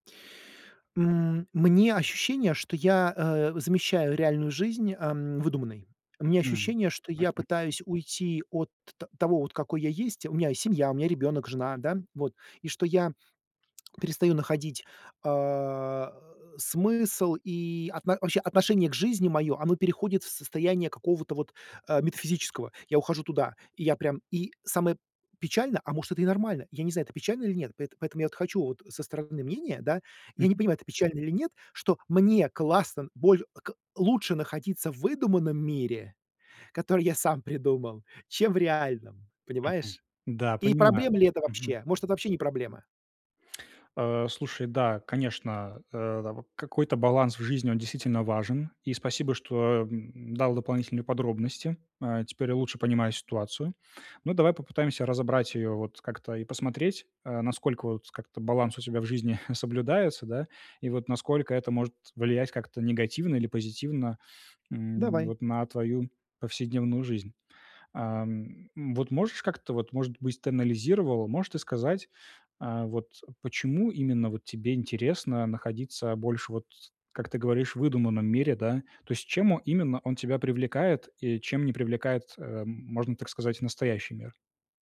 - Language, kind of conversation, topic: Russian, advice, Как письмо может помочь мне лучше понять себя и свои чувства?
- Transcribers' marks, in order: "там" said as "дабу"; chuckle